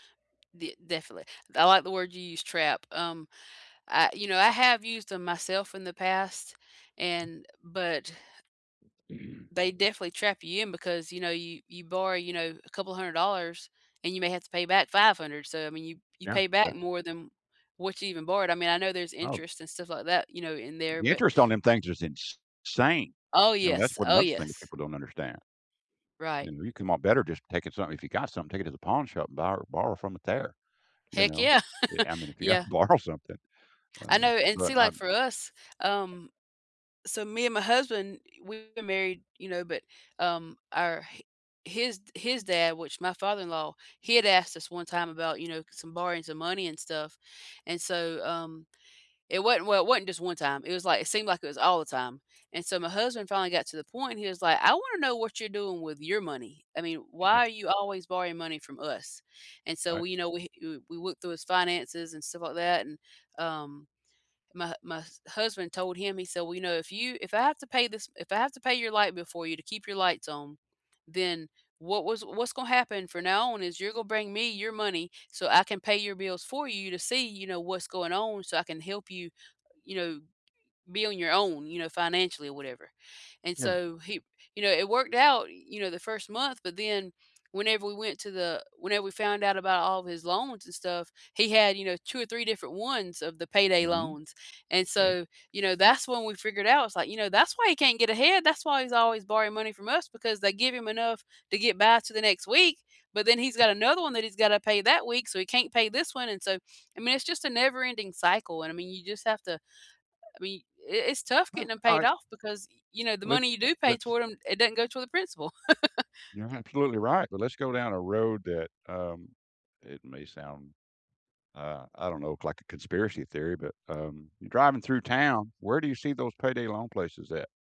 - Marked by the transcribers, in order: unintelligible speech; throat clearing; background speech; chuckle; laughing while speaking: "gotta borrow something"; stressed: "your"; unintelligible speech; chuckle
- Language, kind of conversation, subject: English, unstructured, What are your views on payday loans and their impact?
- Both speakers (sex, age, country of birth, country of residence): female, 45-49, United States, United States; male, 55-59, United States, United States